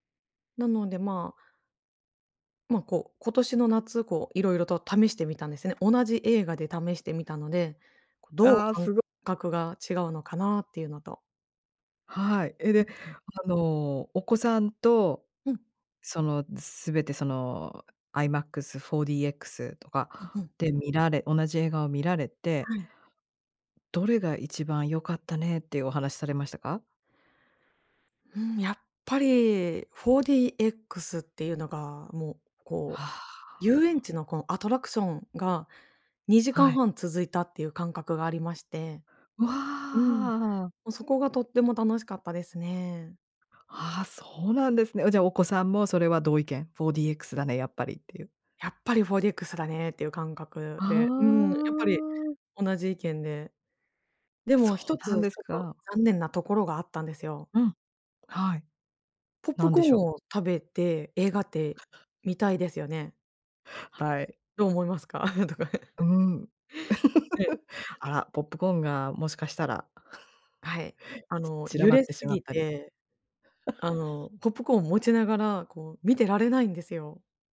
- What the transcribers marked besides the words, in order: unintelligible speech; other noise; laughing while speaking: "思いますか？とか"; chuckle; laugh; chuckle; laugh
- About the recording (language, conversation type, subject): Japanese, podcast, 配信の普及で映画館での鑑賞体験はどう変わったと思いますか？